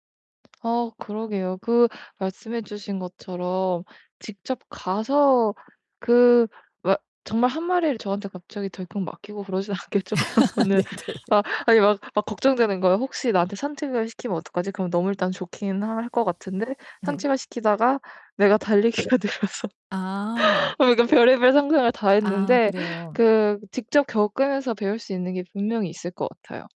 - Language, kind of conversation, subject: Korean, advice, 자원봉사를 통해 나에게 의미 있고 잘 맞는 역할을 어떻게 찾을 수 있을까요?
- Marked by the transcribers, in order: tapping; laughing while speaking: "그러진 않겠죠? 그러면은"; laugh; laughing while speaking: "네 네"; laugh; static; laughing while speaking: "달리기가 느려서"; laugh